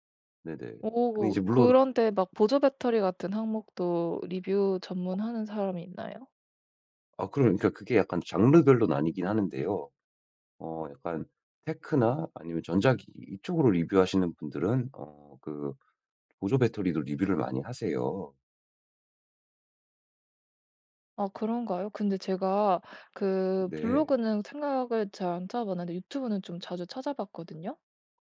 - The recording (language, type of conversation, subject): Korean, advice, 쇼핑할 때 결정을 미루지 않으려면 어떻게 해야 하나요?
- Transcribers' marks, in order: other background noise; tapping